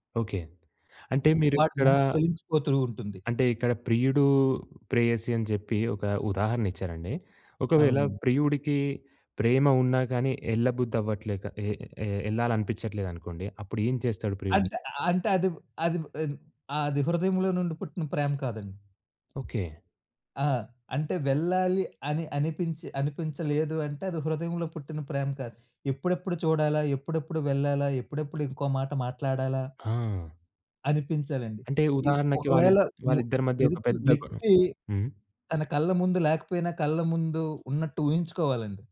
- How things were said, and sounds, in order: other background noise; tapping
- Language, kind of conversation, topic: Telugu, podcast, సృజనకు స్ఫూర్తి సాధారణంగా ఎక్కడ నుంచి వస్తుంది?